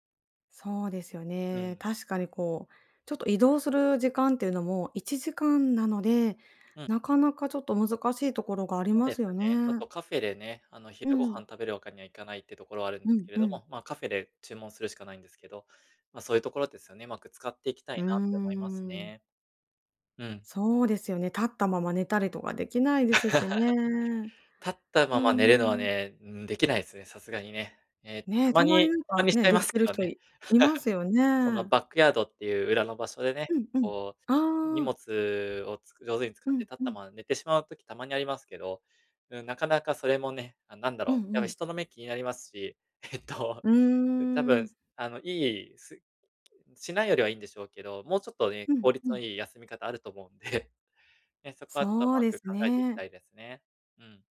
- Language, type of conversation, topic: Japanese, advice, 疲れをためずに元気に過ごすにはどうすればいいですか？
- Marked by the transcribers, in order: other noise; laugh; chuckle; tapping